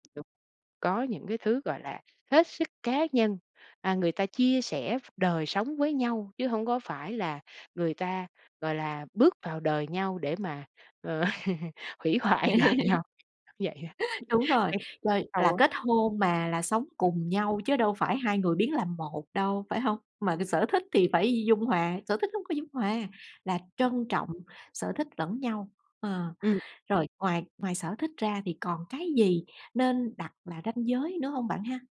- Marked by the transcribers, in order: tapping; laugh; laughing while speaking: "ờ"; laughing while speaking: "hoại đời nhau"; unintelligible speech; other background noise
- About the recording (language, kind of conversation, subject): Vietnamese, podcast, Làm thế nào để đặt ranh giới với người thân mà vẫn giữ được tình cảm và hòa khí?